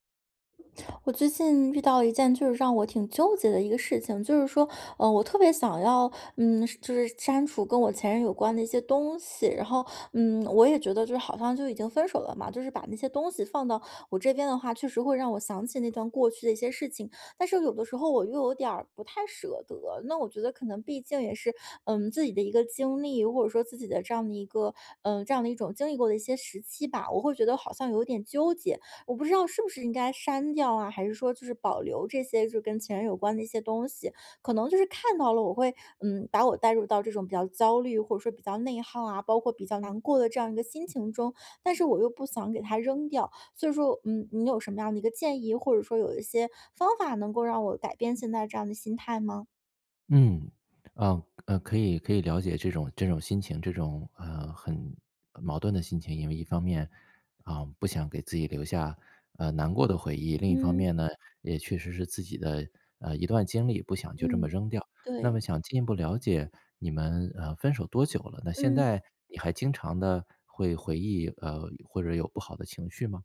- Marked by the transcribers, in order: other background noise; tapping
- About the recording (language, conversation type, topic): Chinese, advice, 分手后，我该删除还是保留与前任有关的所有纪念物品？